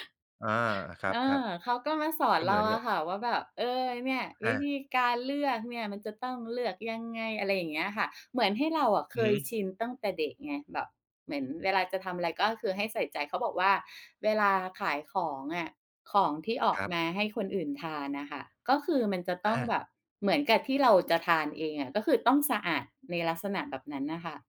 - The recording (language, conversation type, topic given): Thai, podcast, การใช้ชีวิตอยู่กับปู่ย่าตายายส่งผลต่อคุณอย่างไร?
- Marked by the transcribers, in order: other background noise